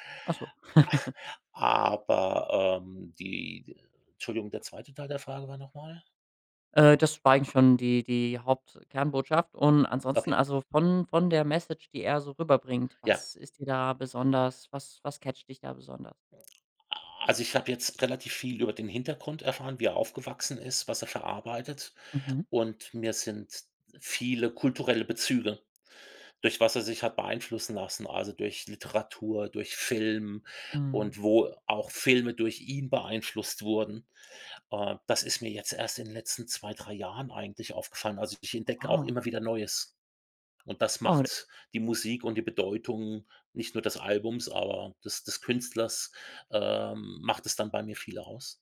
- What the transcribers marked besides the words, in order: snort; chuckle; in English: "catcht"; other noise
- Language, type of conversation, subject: German, podcast, Welches Album würdest du auf eine einsame Insel mitnehmen?